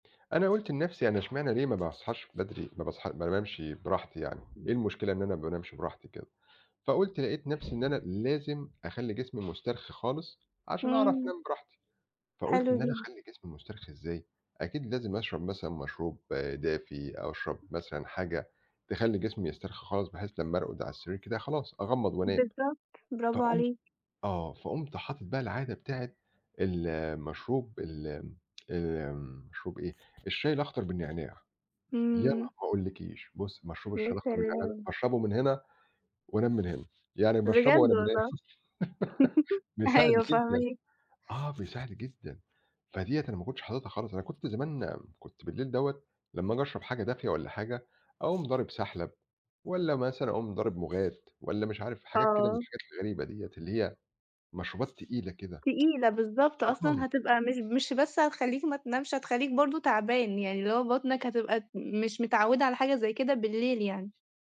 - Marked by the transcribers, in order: other background noise; laugh; tsk
- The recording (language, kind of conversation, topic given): Arabic, podcast, إيه علاقة العادات الصغيرة بالتغيير الكبير اللي بيحصل في حياتك؟